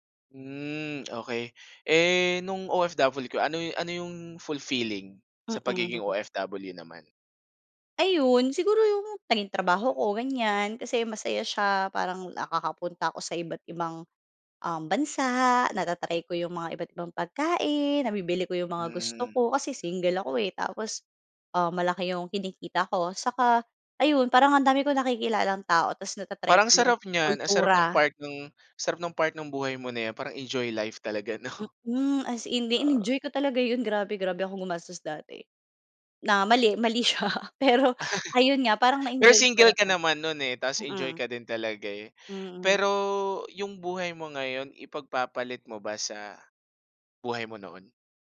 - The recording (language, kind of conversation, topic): Filipino, podcast, Ano ang mga tinitimbang mo kapag pinag-iisipan mong manirahan sa ibang bansa?
- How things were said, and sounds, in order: chuckle